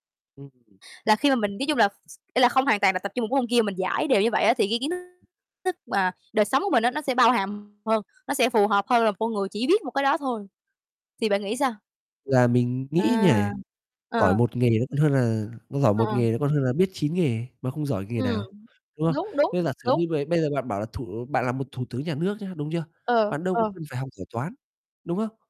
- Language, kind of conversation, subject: Vietnamese, unstructured, Bạn nghĩ sao về việc học sinh phải làm bài tập về nhà mỗi ngày?
- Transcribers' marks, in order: unintelligible speech; other noise; other background noise; distorted speech